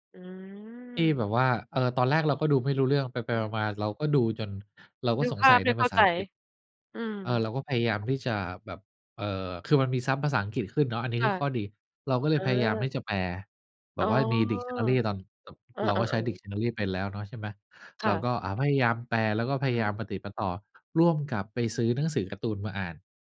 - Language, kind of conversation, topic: Thai, podcast, หนังเรื่องไหนทำให้คุณคิดถึงความทรงจำเก่าๆ บ้าง?
- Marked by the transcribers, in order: none